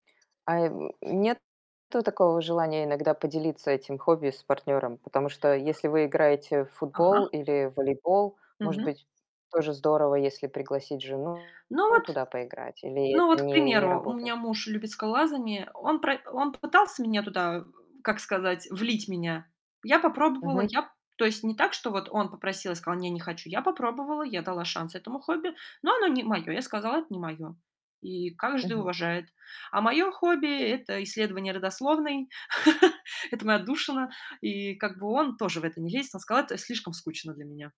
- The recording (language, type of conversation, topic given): Russian, podcast, Что помогает тебе сохранять любовь в длительных отношениях?
- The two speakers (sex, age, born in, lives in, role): female, 35-39, Russia, Hungary, guest; female, 50-54, Belarus, United States, host
- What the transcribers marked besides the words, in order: static; distorted speech; other noise; chuckle